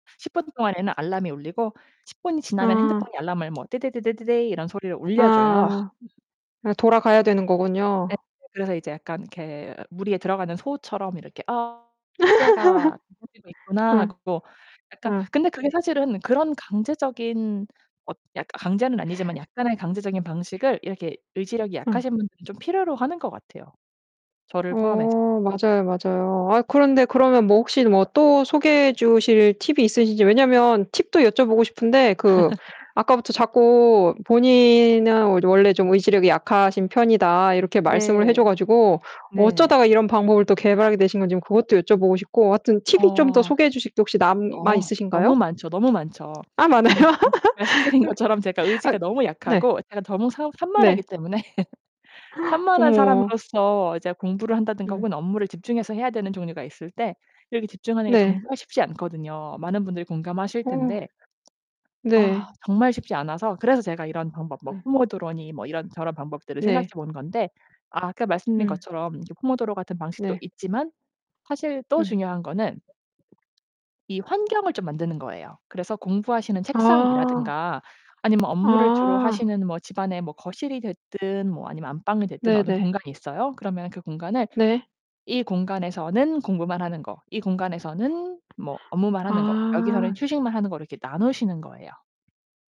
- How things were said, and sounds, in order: distorted speech; tapping; other background noise; laugh; laugh; unintelligible speech; laughing while speaking: "많아요?"; laugh; gasp
- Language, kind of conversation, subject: Korean, podcast, 공부할 때 집중력을 어떻게 끌어올릴 수 있을까요?